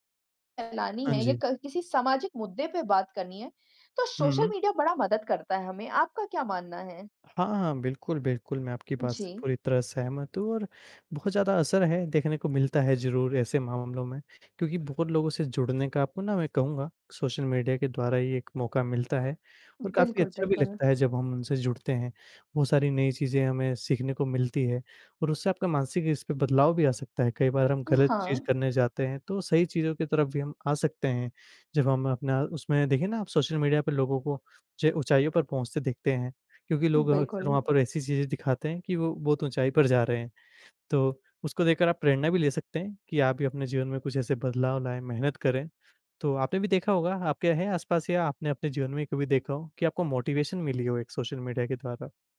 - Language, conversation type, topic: Hindi, unstructured, क्या सोशल मीडिया का आपकी मानसिक सेहत पर असर पड़ता है?
- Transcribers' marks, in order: other background noise; in English: "मोटिवेशन"